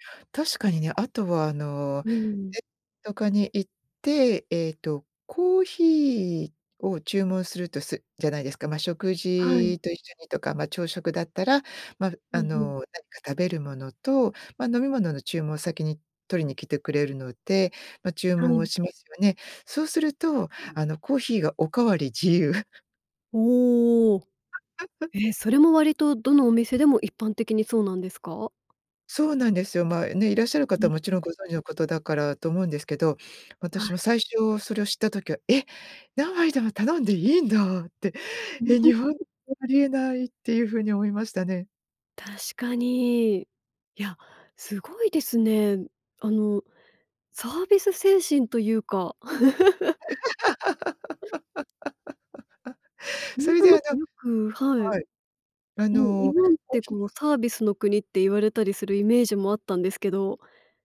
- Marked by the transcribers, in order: unintelligible speech; chuckle; tapping; surprised: "え！何杯でも頼んでいいんだって、え、日本ではありえない"; unintelligible speech; laugh; chuckle; other background noise; unintelligible speech
- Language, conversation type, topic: Japanese, podcast, 食事のマナーで驚いた出来事はありますか？